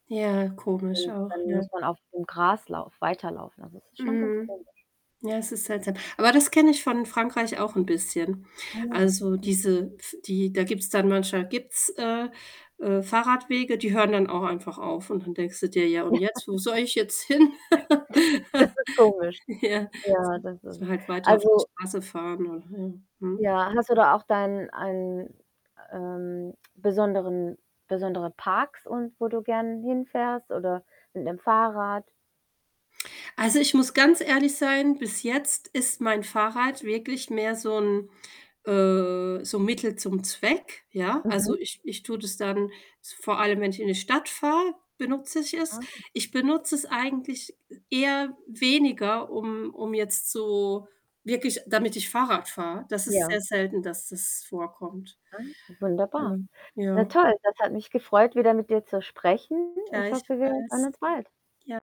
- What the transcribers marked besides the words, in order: static; distorted speech; other background noise; laughing while speaking: "Ja"; unintelligible speech; laugh
- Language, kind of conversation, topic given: German, unstructured, Wie entscheidest du dich zwischen dem Fahrrad und dem Auto?